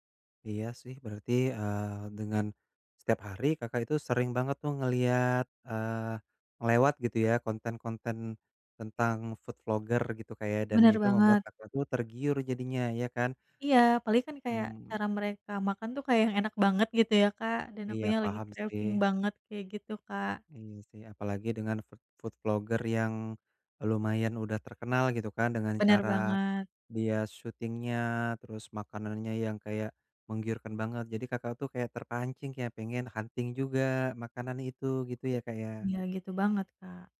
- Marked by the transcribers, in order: in English: "food vlogger"; in English: "craving"; in English: "food food vlogger"; in English: "shooting-nya"; in English: "hunting"; other background noise
- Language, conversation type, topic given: Indonesian, advice, Bagaimana cara mengurangi keinginan makan makanan manis dan asin olahan?